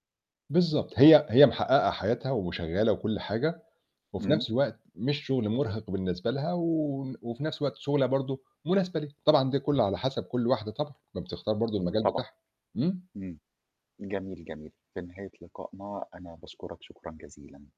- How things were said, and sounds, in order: static
- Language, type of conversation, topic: Arabic, podcast, إيه الحاجات اللي بتأثر عليك وإنت بتختار شريك حياتك؟